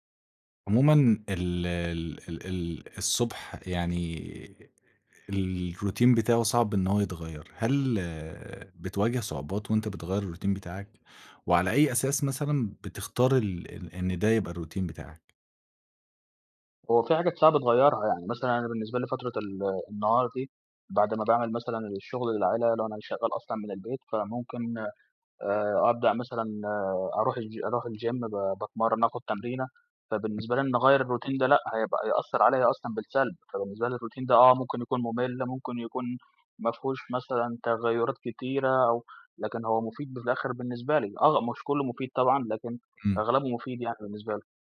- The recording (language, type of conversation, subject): Arabic, podcast, إيه روتينك المعتاد الصبح؟
- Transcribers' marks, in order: in English: "الروتين"; in English: "الروتين"; in English: "الروتين"; other background noise; background speech; in English: "الgym"; in English: "الروتين"; in English: "الروتين"